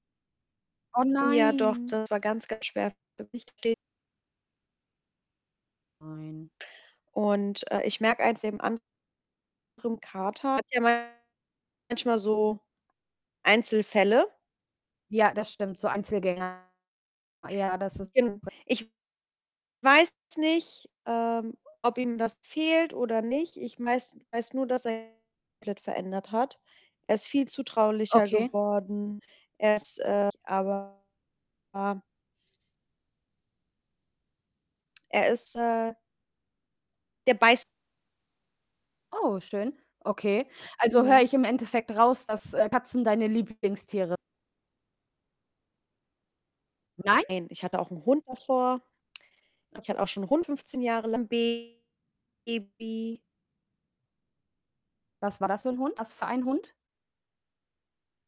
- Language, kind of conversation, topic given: German, unstructured, Magst du Tiere, und wenn ja, warum?
- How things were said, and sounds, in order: distorted speech; unintelligible speech; unintelligible speech; unintelligible speech; tapping; unintelligible speech; unintelligible speech; unintelligible speech